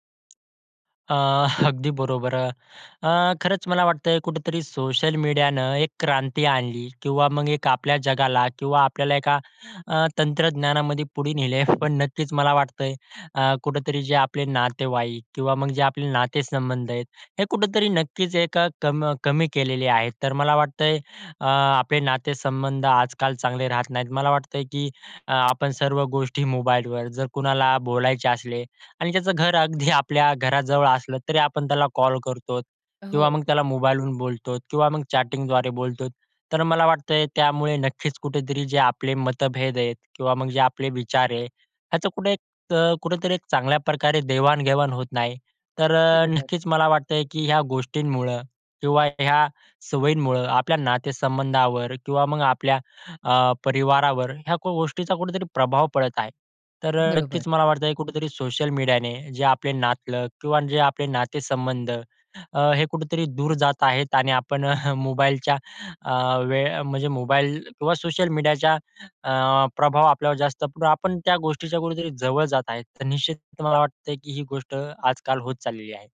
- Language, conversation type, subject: Marathi, podcast, सोशल मीडियाने तुमच्या दैनंदिन आयुष्यात कोणते बदल घडवले आहेत?
- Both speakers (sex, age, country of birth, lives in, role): female, 45-49, India, India, host; male, 20-24, India, India, guest
- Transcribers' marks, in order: other background noise; chuckle; in English: "चॅटिंगद्वारे"; chuckle; unintelligible speech